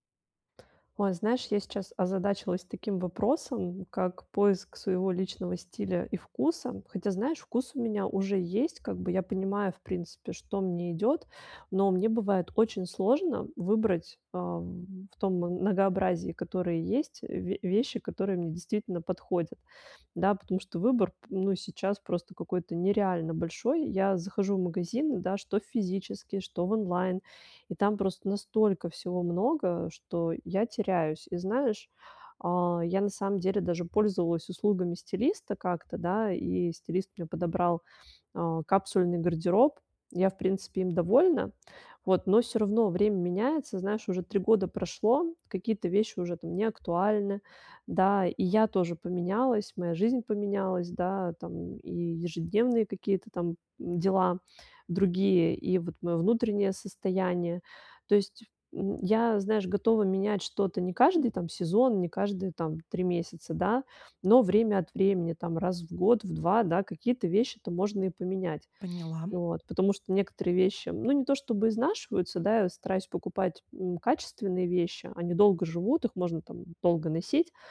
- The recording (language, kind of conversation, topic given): Russian, advice, Как мне найти свой личный стиль и вкус?
- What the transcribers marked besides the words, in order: none